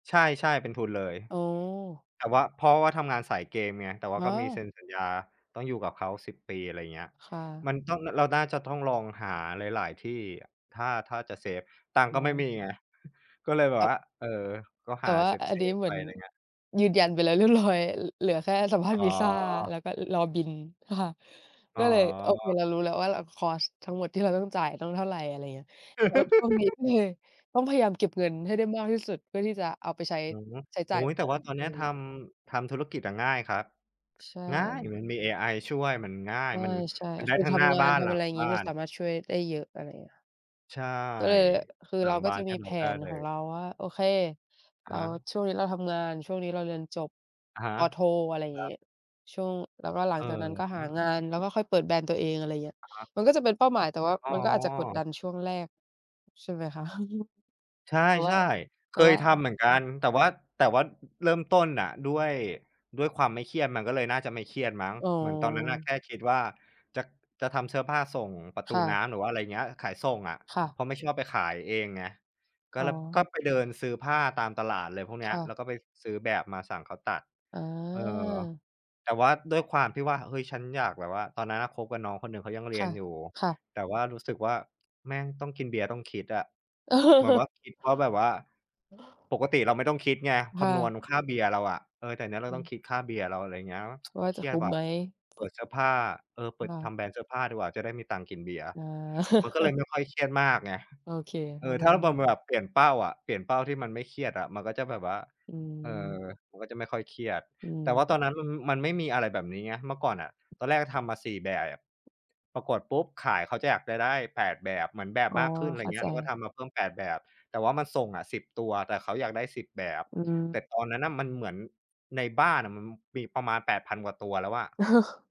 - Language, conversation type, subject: Thai, unstructured, คุณคิดว่าเป้าหมายในชีวิตสำคัญกว่าความสุขไหม?
- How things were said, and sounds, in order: chuckle; laughing while speaking: "ร้อย"; laughing while speaking: "ค่ะ"; in English: "คอสต์"; laugh; unintelligible speech; stressed: "ง่าย"; laugh; other noise; tapping; laughing while speaking: "เออ"; tsk; other background noise; laugh; laugh